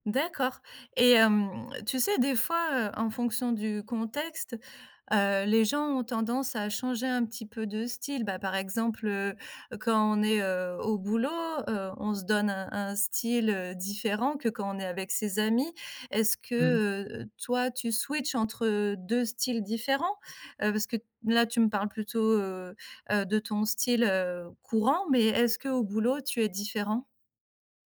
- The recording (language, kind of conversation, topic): French, podcast, Ton style reflète-t-il ta culture ou tes origines ?
- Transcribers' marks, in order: in English: "switch"